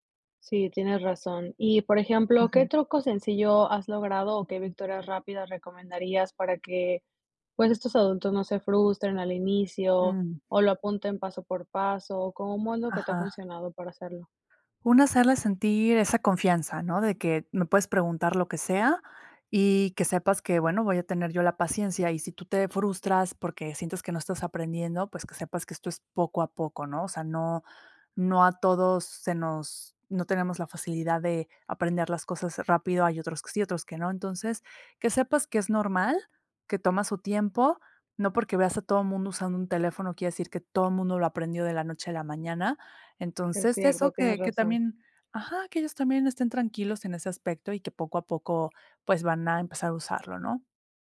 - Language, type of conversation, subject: Spanish, podcast, ¿Cómo enseñar a los mayores a usar tecnología básica?
- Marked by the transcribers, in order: other background noise